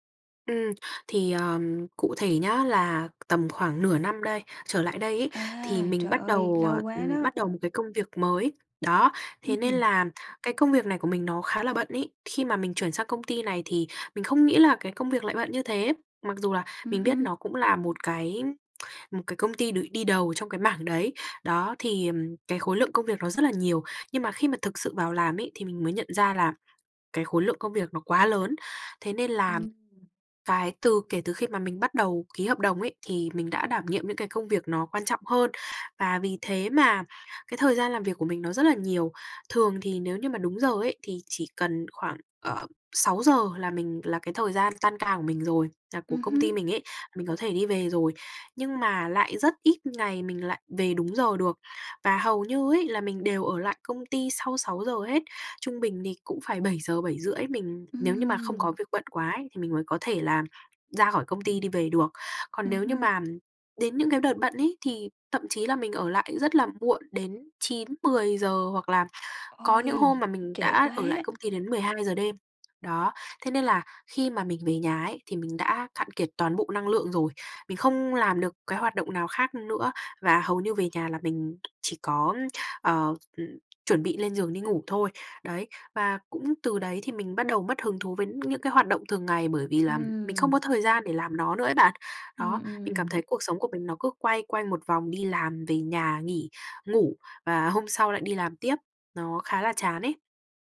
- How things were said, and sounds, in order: tapping; tsk
- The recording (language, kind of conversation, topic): Vietnamese, advice, Vì sao tôi thường cảm thấy cạn kiệt năng lượng sau giờ làm và mất hứng thú với các hoạt động thường ngày?